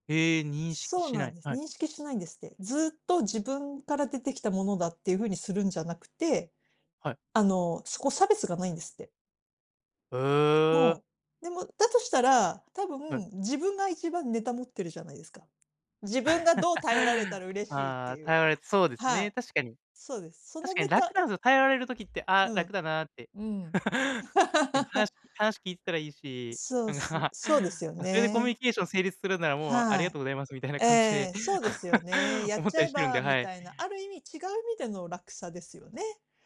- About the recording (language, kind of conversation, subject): Japanese, advice, 感情を抑えて孤立してしまう自分のパターンを、どうすれば変えられますか？
- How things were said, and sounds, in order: laugh; laugh; laugh; other background noise; laughing while speaking: "なんか"; laugh